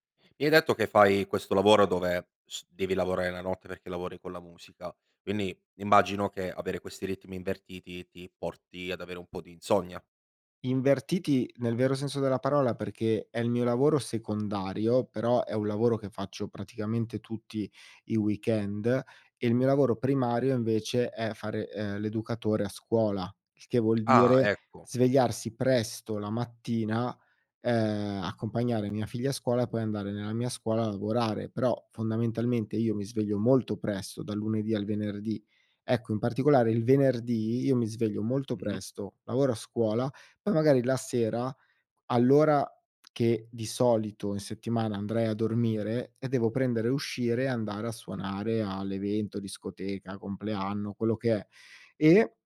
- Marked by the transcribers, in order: tapping
- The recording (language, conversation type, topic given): Italian, podcast, Cosa pensi del pisolino quotidiano?